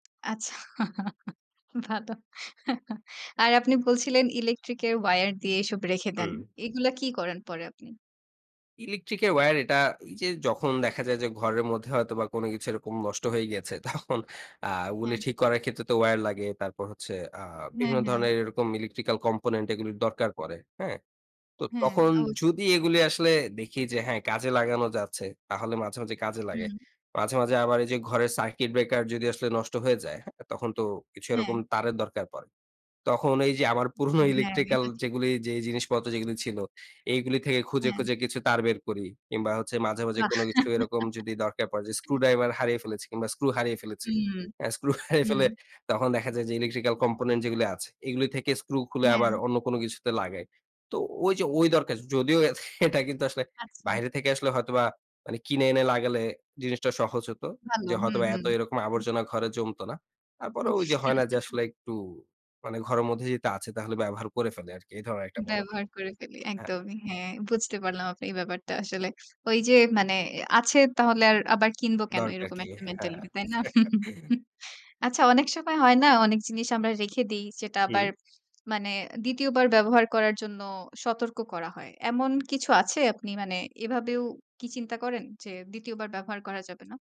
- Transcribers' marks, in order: laughing while speaking: "আচ্ছা ভালো"; laugh; in English: "wire"; laughing while speaking: "তখন"; in English: "component"; laugh; laughing while speaking: "স্ক্রু হারিয়ে ফেলে"; in English: "component"; laughing while speaking: "এটা কিন্তু আসলে"; chuckle; laugh
- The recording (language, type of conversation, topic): Bengali, podcast, ব্যবহৃত জিনিসপত্র আপনি কীভাবে আবার কাজে লাগান, আর আপনার কৌশলগুলো কী?